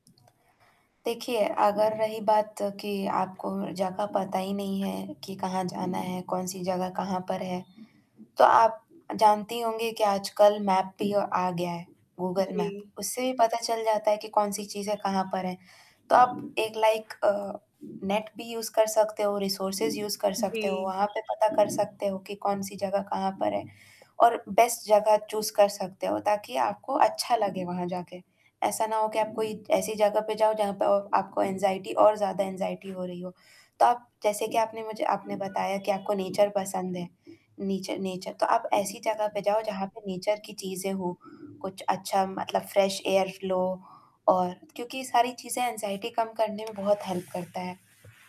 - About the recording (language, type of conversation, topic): Hindi, advice, नए शहर या स्थान में शिफ्ट होने को लेकर आपको किन बातों की चिंता हो रही है?
- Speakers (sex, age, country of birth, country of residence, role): female, 20-24, Egypt, India, advisor; female, 20-24, India, India, user
- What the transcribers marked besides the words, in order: static; in English: "मैप"; in English: "मैप"; in English: "लाइक"; in English: "यूज़"; in English: "रिसोर्सेस यूज़"; in English: "बेस्ट"; in English: "चूज़"; in English: "एंग्ज़ायटी"; in English: "एंग्ज़ायटी"; in English: "नेचर"; in English: "नेचर"; in English: "नेचर"; in English: "फ्रेश एयर फ्लो"; in English: "एंग्ज़ायटी"; in English: "हेल्प"